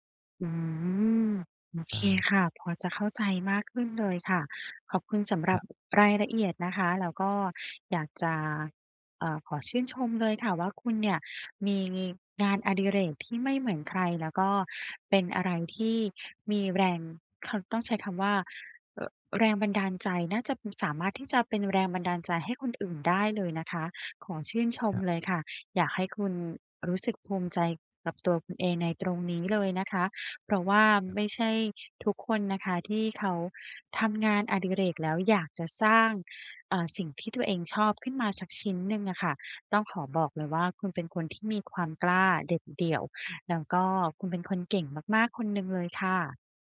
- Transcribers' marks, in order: other background noise
- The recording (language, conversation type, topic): Thai, advice, จะรักษาแรงจูงใจในการทำตามเป้าหมายระยะยาวได้อย่างไรเมื่อรู้สึกท้อใจ?
- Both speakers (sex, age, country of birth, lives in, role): female, 35-39, Thailand, Thailand, advisor; male, 50-54, Thailand, Thailand, user